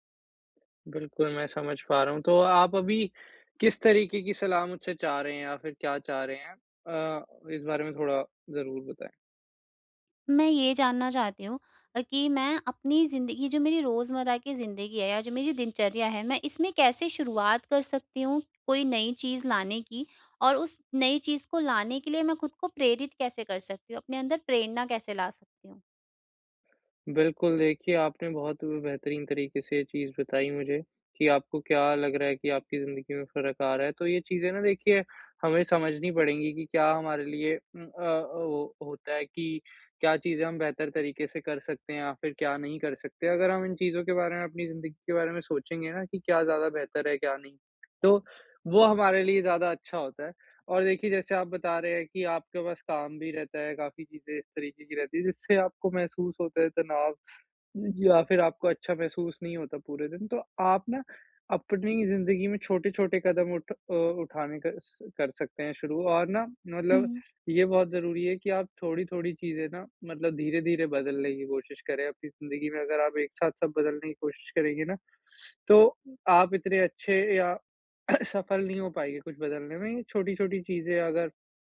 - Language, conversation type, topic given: Hindi, advice, रोज़मर्रा की दिनचर्या में बदलाव करके नए विचार कैसे उत्पन्न कर सकता/सकती हूँ?
- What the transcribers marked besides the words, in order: throat clearing